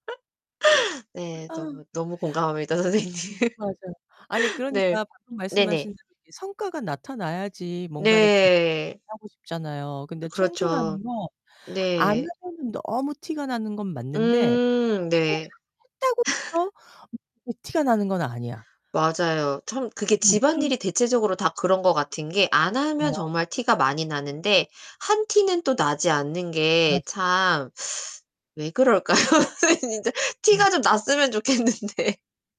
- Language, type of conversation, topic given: Korean, unstructured, 같이 사는 사람이 청소를 하지 않을 때 어떻게 설득하시겠어요?
- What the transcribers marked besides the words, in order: distorted speech; laughing while speaking: "선생님"; laugh; unintelligible speech; laugh; unintelligible speech; teeth sucking; laughing while speaking: "그럴까요? 아니 진짜"; laughing while speaking: "좋겠는데"